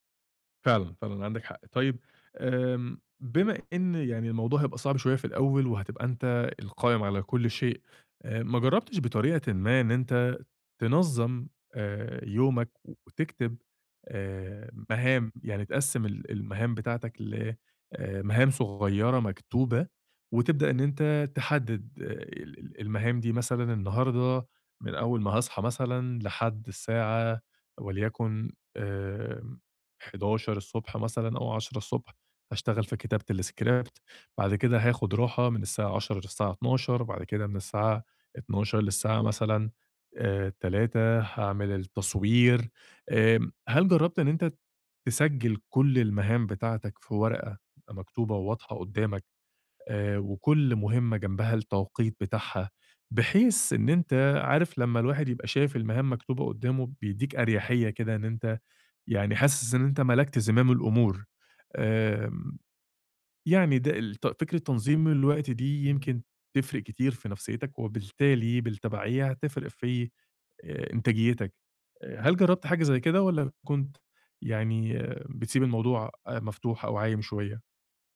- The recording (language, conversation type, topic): Arabic, advice, إزاي بتعاني من إن الشغل واخد وقتك ومأثر على حياتك الشخصية؟
- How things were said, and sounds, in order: none